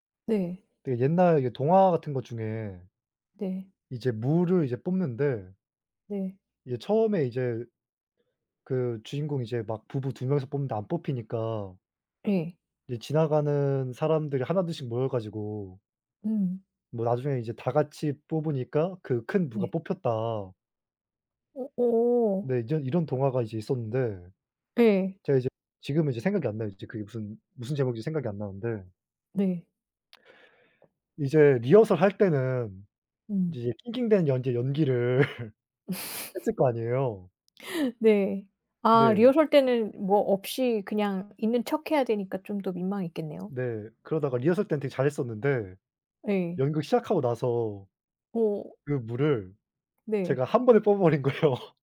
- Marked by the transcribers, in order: tapping; laugh; other background noise; laughing while speaking: "거예요"
- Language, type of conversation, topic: Korean, unstructured, 학교에서 가장 행복했던 기억은 무엇인가요?